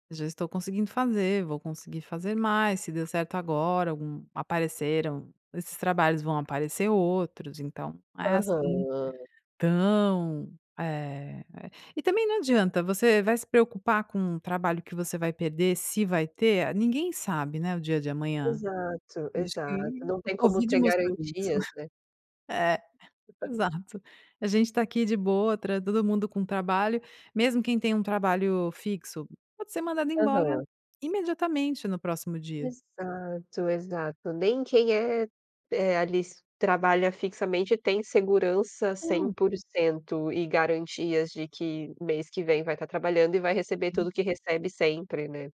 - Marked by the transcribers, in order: stressed: "tão"; chuckle; unintelligible speech
- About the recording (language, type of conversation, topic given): Portuguese, podcast, Como você decide entre ter tempo livre e ganhar mais dinheiro?